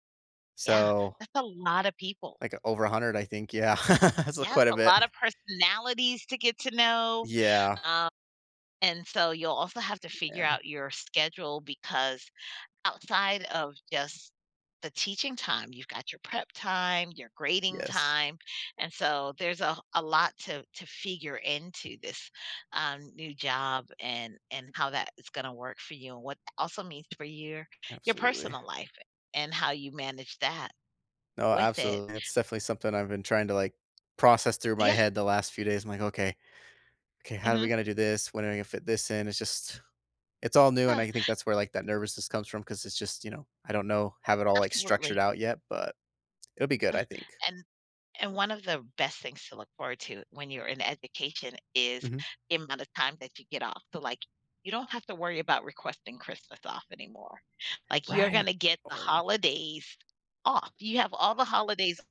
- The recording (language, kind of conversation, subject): English, advice, How can I manage nerves starting a new job?
- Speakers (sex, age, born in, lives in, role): female, 45-49, United States, United States, advisor; male, 30-34, United States, United States, user
- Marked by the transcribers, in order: laugh; inhale